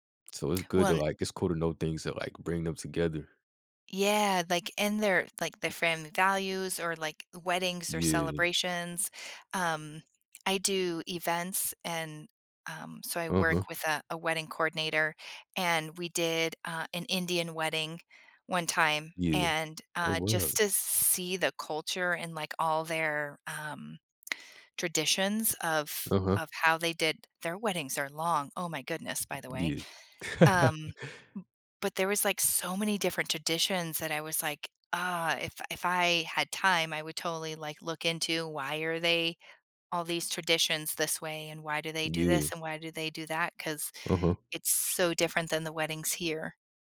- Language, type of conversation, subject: English, unstructured, How do you like to explore and experience different cultures?
- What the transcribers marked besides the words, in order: other background noise; chuckle; tapping